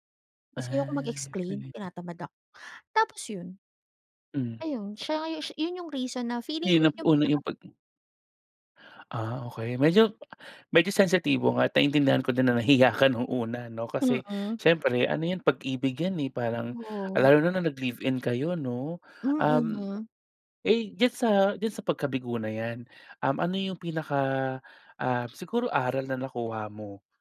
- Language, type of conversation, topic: Filipino, podcast, Paano ka nagbago matapos maranasan ang isang malaking pagkabigo?
- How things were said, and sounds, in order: none